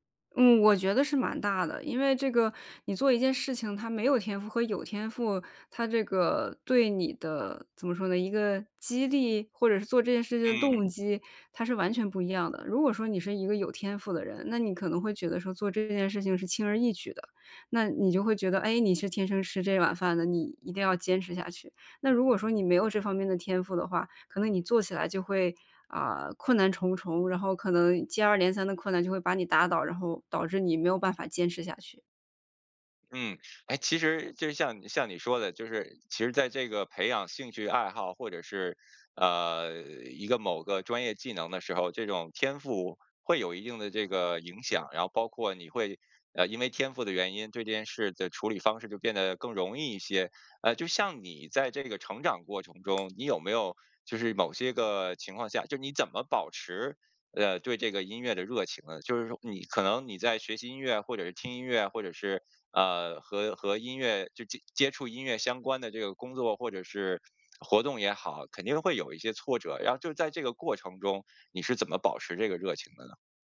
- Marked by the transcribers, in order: other background noise
- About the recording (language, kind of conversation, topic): Chinese, podcast, 你对音乐的热爱是从哪里开始的？